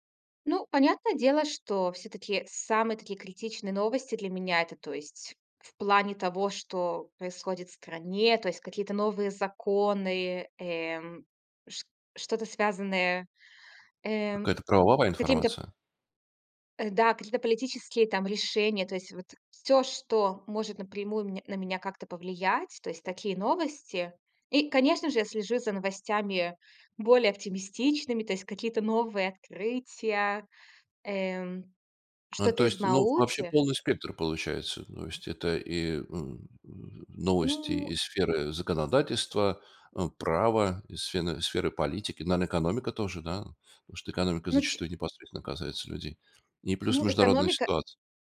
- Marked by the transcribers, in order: tapping; grunt; other background noise
- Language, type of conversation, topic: Russian, podcast, Как ты проверяешь новости в интернете и где ищешь правду?